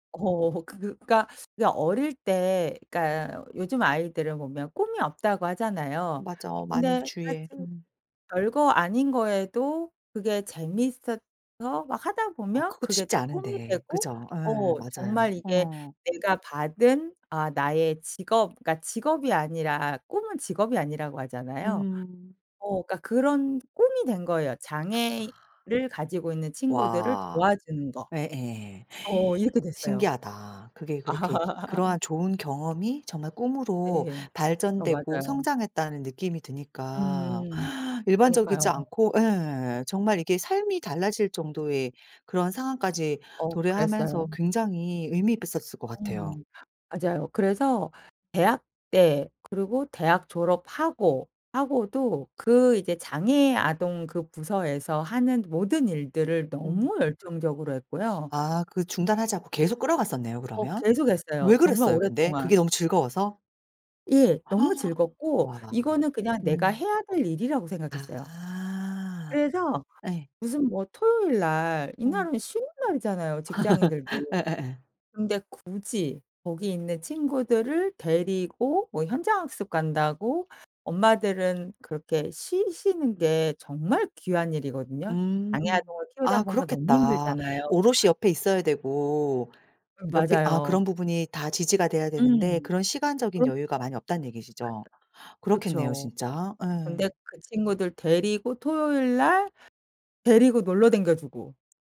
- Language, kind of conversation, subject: Korean, podcast, 지금 하고 계신 일이 본인에게 의미가 있나요?
- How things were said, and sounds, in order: teeth sucking; tapping; other noise; gasp; laugh; other background noise; gasp; "있었을" said as "잎었을"; gasp; laugh